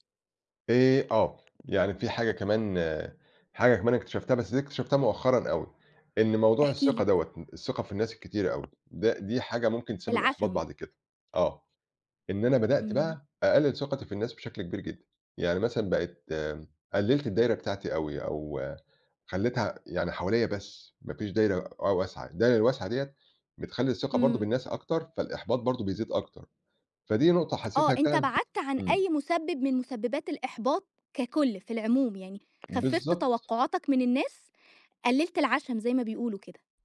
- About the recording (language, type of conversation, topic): Arabic, podcast, إيه اللي بيحفّزك تكمّل لما تحس بالإحباط؟
- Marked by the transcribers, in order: tapping; other background noise